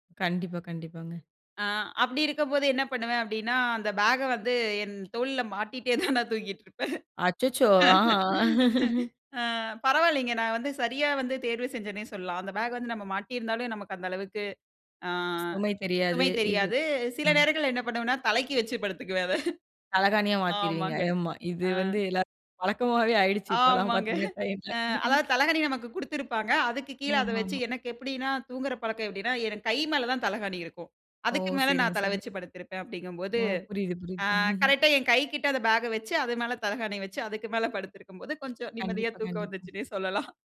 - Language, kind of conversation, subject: Tamil, podcast, தனியாகப் பயணம் செய்த போது நீங்கள் சந்தித்த சவால்கள் என்னென்ன?
- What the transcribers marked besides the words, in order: laughing while speaking: "நான் தூங்கிட்டு இருப்பேன்"; laugh; other noise; laughing while speaking: "தலைக்கு வைச்சி படுத்துக்குவேன் அத"; laughing while speaking: "பழக்கமாவே ஆயிடுச்சு இப்பலாம் பாத்தீங்கனா, இந்த டைம்ல"; other background noise; chuckle